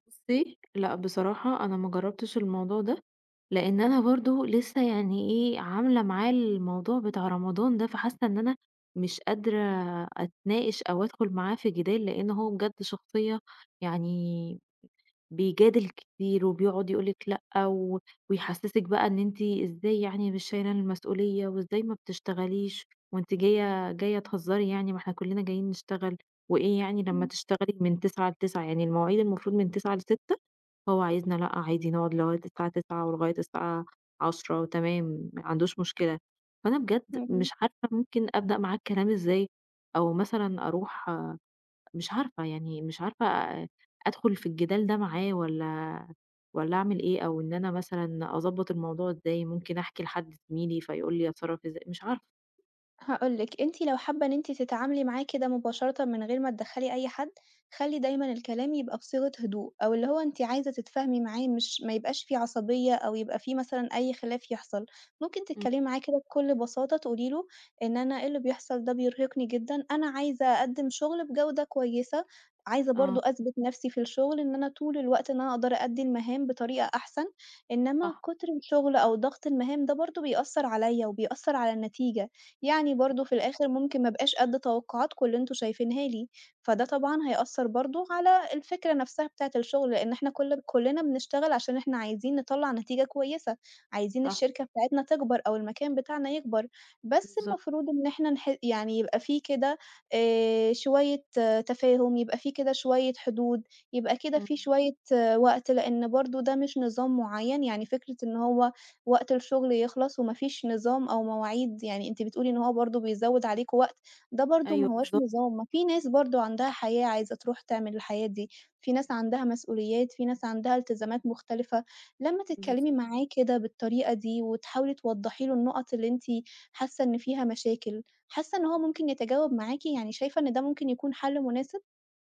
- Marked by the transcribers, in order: tapping; other noise
- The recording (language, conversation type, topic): Arabic, advice, إزاي أتعامل مع ضغط الإدارة والزمايل المستمر اللي مسببلي إرهاق نفسي؟